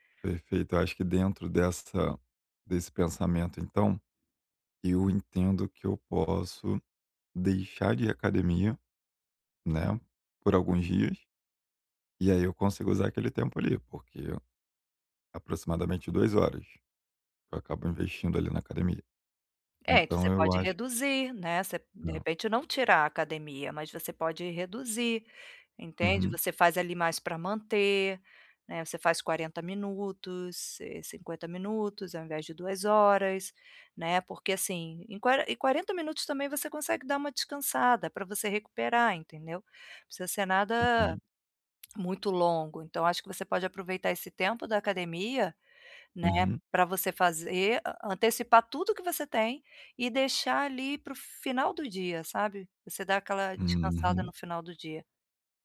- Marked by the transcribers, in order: tapping
- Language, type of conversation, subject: Portuguese, advice, Como posso criar uma rotina calma para descansar em casa?